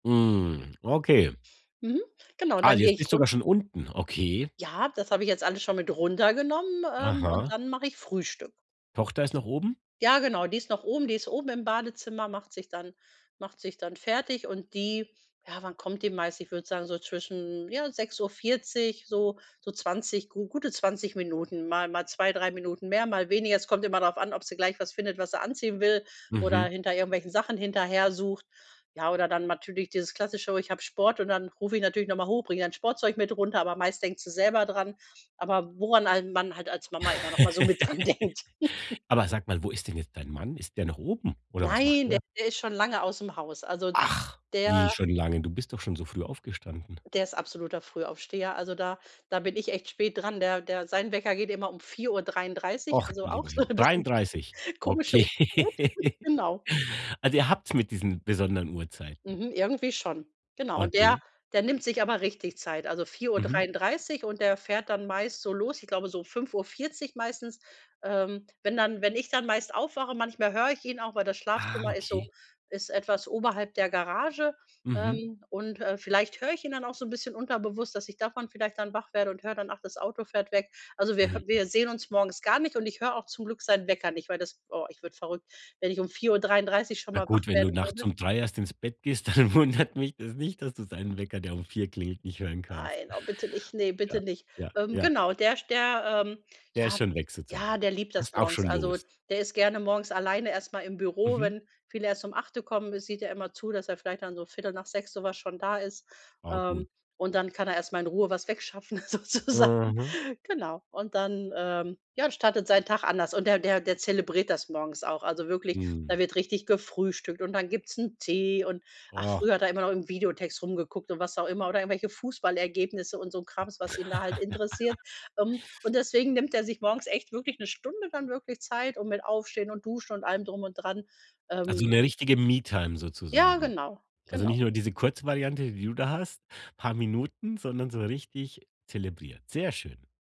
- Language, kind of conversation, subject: German, podcast, Wie startest du morgens am besten in den Tag?
- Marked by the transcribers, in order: drawn out: "Mm"; laugh; laughing while speaking: "denkt"; chuckle; drawn out: "Nein"; surprised: "Ach"; laughing while speaking: "so 'n bisschen"; laughing while speaking: "Okay"; laugh; chuckle; laughing while speaking: "dann wundert"; laughing while speaking: "sozusagen"; other background noise; tapping; laugh; in English: "Me-Time"